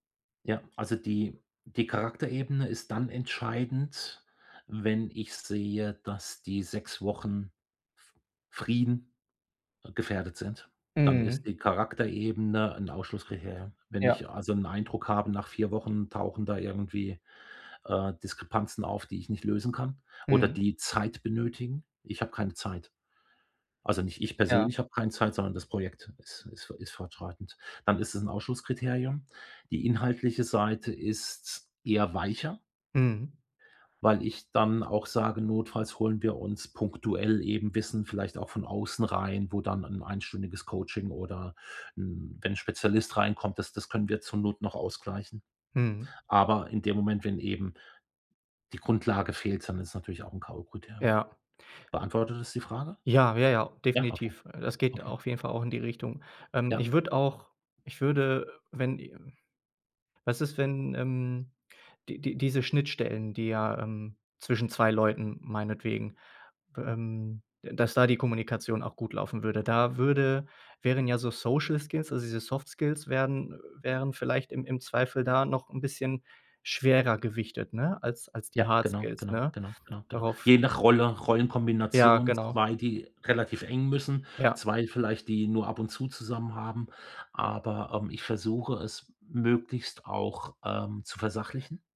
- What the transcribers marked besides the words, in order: stressed: "dann"; other background noise; sigh
- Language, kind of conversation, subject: German, advice, Wie kann ich besser damit umgehen, wenn ich persönlich abgelehnt werde?
- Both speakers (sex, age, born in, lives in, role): male, 30-34, Germany, Germany, advisor; male, 55-59, Germany, Germany, user